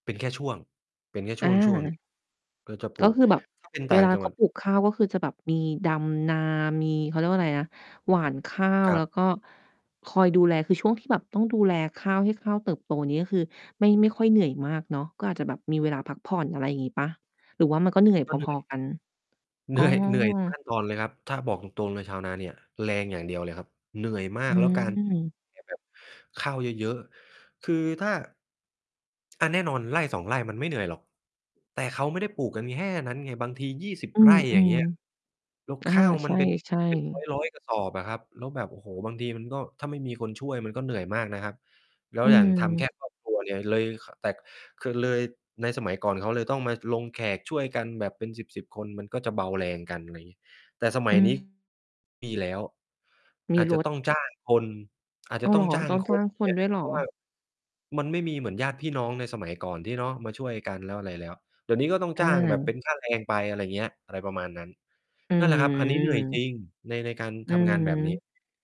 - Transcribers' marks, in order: distorted speech; laughing while speaking: "เหนื่อย"; unintelligible speech; "แค่" said as "แฮ่"
- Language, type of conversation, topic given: Thai, podcast, เวลาหมดแรง คุณเติมพลังยังไงบ้าง?